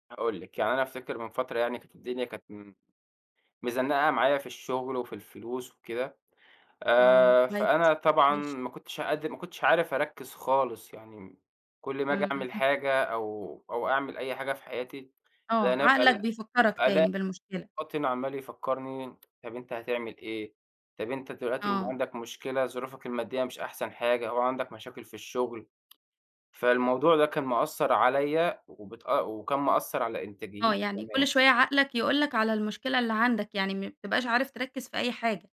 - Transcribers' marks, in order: other background noise; tapping; tsk
- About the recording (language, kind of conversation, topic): Arabic, podcast, إزاي أبقى حاضر في اللحظة من غير ما أتشتّت؟